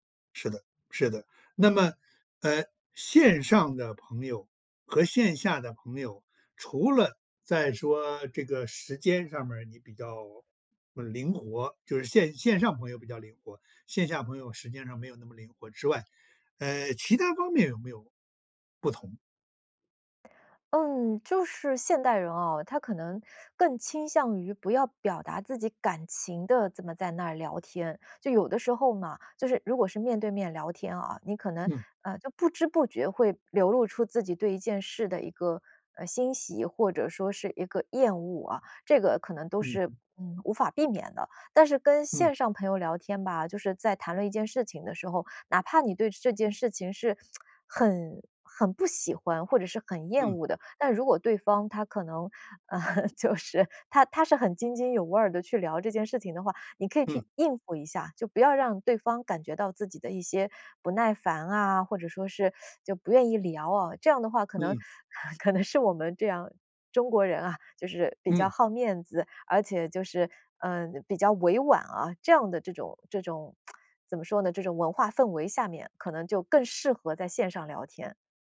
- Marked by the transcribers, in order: lip smack; chuckle; laughing while speaking: "就是"; teeth sucking; chuckle; tsk; other background noise
- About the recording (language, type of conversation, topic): Chinese, podcast, 你怎么看线上朋友和线下朋友的区别？